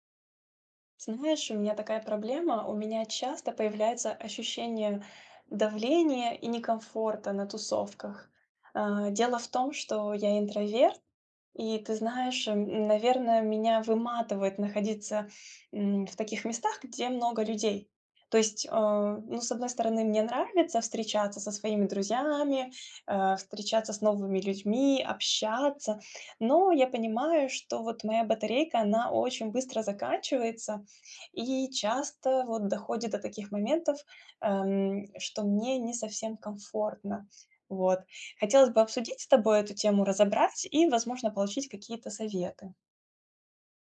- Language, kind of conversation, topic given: Russian, advice, Как справиться с давлением и дискомфортом на тусовках?
- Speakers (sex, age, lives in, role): female, 35-39, France, user; female, 40-44, Spain, advisor
- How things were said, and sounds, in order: none